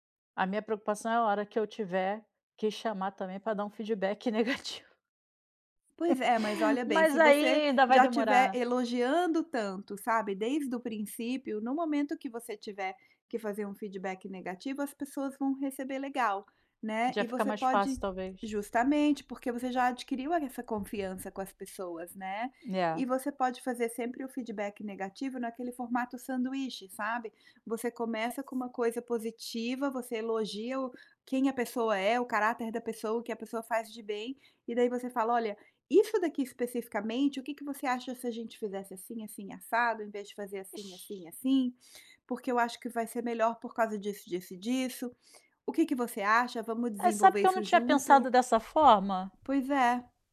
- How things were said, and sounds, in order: laughing while speaking: "feedback negativo"; chuckle; other background noise
- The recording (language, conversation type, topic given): Portuguese, advice, Como posso antecipar obstáculos potenciais que podem atrapalhar meus objetivos?